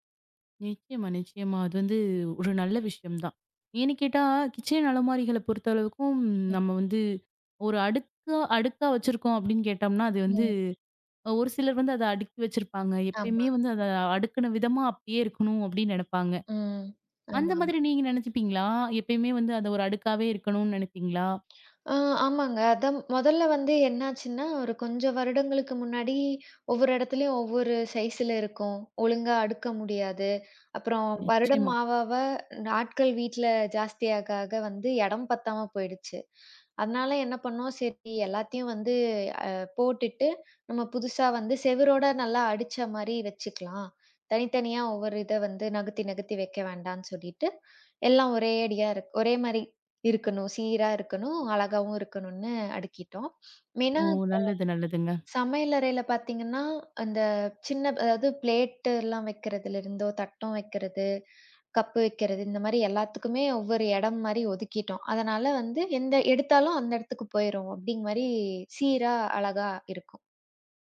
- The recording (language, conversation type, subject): Tamil, podcast, ஒரு சில வருடங்களில் உங்கள் அலமாரி எப்படி மாறியது என்று சொல்ல முடியுமா?
- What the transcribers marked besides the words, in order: in English: "சைஸ்ல"; "ஆட்கள்" said as "நாட்கள்"; other noise